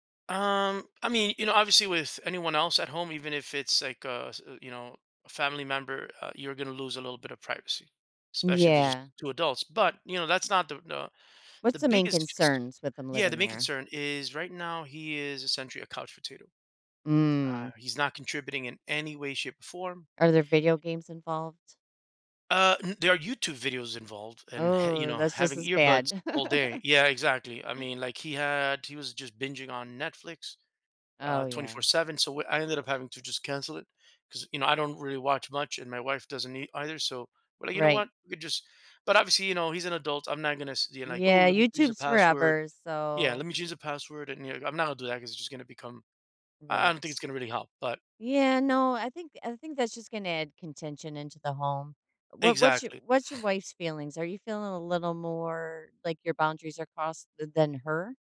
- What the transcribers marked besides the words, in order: other background noise; scoff; laugh; scoff
- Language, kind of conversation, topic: English, advice, How can I set clearer boundaries without feeling guilty or harming my relationships?